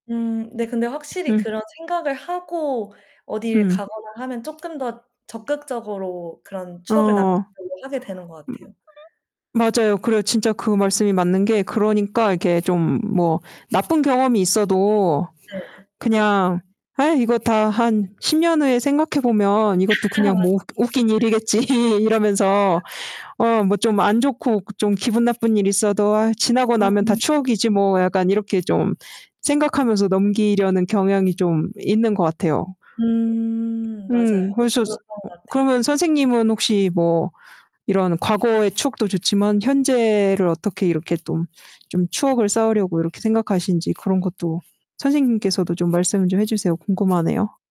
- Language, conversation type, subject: Korean, unstructured, 가족과 함께한 추억 중 가장 기억에 남는 것은 무엇인가요?
- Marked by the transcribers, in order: other background noise; tapping; distorted speech; other noise; laughing while speaking: "일이겠지.'"; laugh